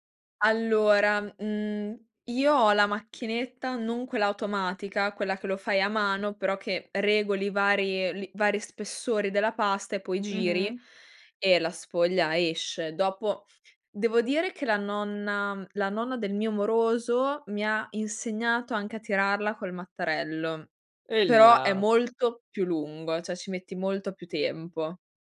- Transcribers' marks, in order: stressed: "Ehilà"; "cioè" said as "ceh"
- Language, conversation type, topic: Italian, podcast, Come trovi l’equilibrio tra lavoro e hobby creativi?